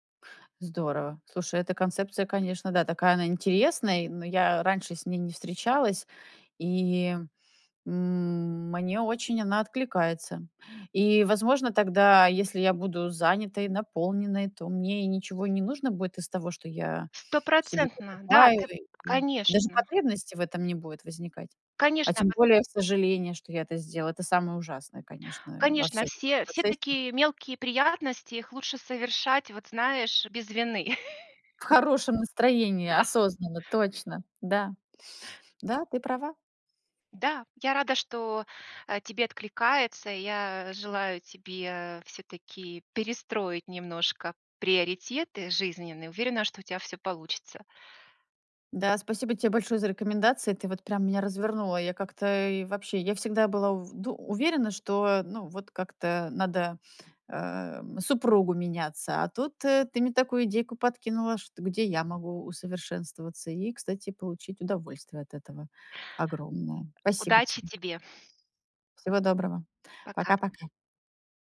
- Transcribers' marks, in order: tapping; chuckle
- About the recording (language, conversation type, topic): Russian, advice, Почему я постоянно совершаю импульсивные покупки и потом жалею об этом?